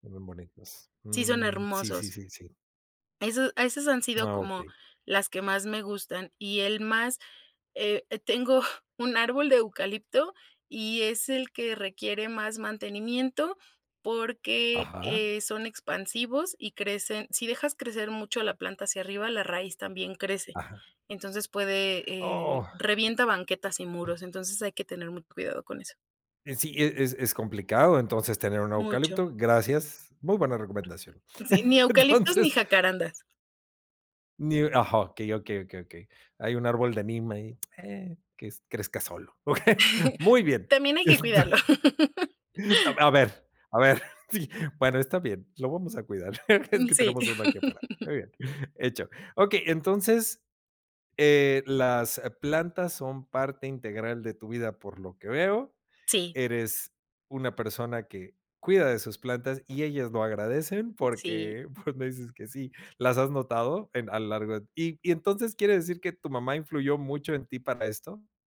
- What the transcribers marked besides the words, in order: other background noise; laughing while speaking: "Entonces"; tapping; chuckle; laughing while speaking: "Enton"; laugh; chuckle; chuckle; laughing while speaking: "pues"
- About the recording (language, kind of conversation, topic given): Spanish, podcast, ¿Qué descubriste al empezar a cuidar plantas?